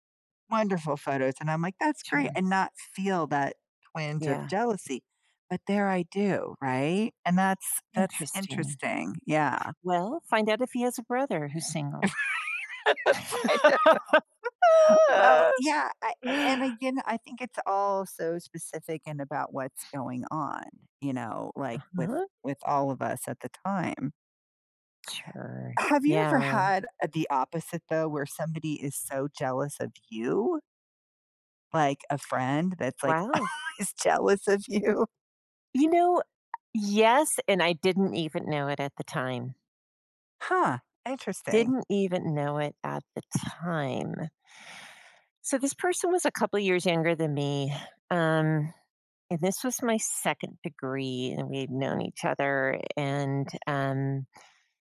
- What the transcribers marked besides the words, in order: tapping; laugh; unintelligible speech; laugh; sniff; lip smack; laughing while speaking: "always jealous of you"; stressed: "time"
- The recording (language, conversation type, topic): English, unstructured, How can one handle jealousy when friends get excited about something new?